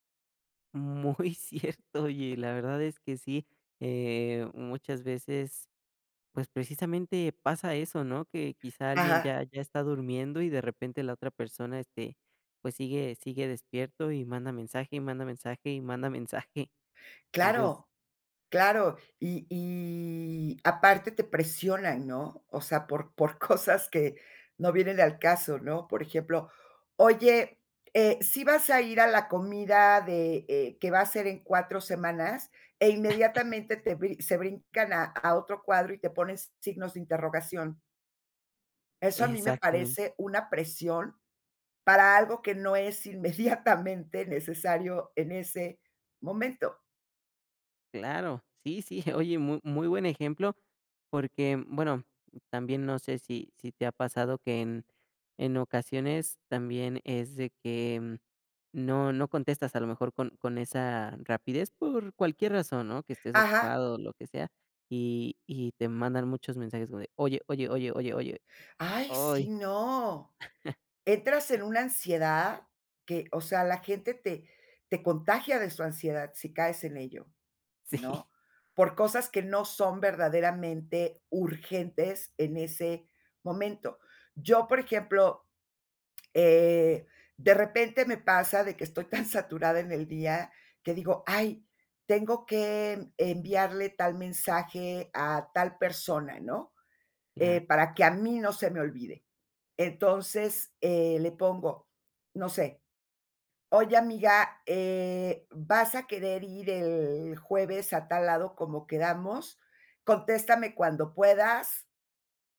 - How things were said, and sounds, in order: laughing while speaking: "muy cierto"; tapping; laughing while speaking: "cosas"; chuckle; laughing while speaking: "inmediatamente"; laughing while speaking: "oye"; other noise; chuckle; other background noise; laughing while speaking: "Sí"; laughing while speaking: "tan"
- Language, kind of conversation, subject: Spanish, podcast, ¿Cómo decides cuándo llamar en vez de escribir?